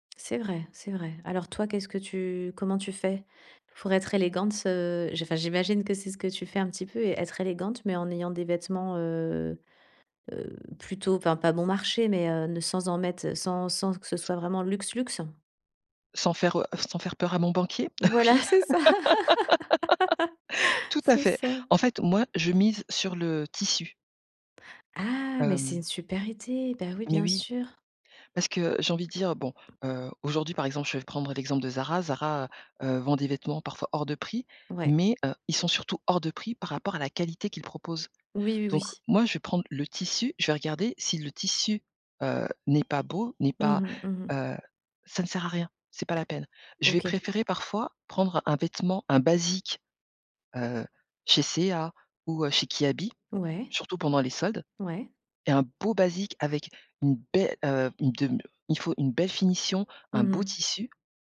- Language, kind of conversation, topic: French, podcast, Comment les vêtements influencent-ils ton humeur au quotidien ?
- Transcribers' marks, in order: laughing while speaking: "Voilà, c'est ça"; laugh; tapping; other background noise